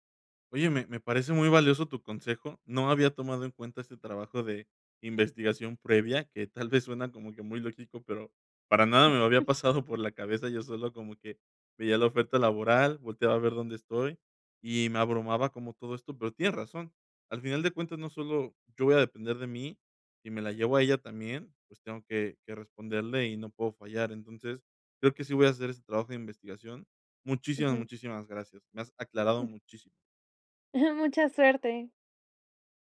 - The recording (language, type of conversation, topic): Spanish, advice, Miedo a sacrificar estabilidad por propósito
- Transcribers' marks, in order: chuckle; chuckle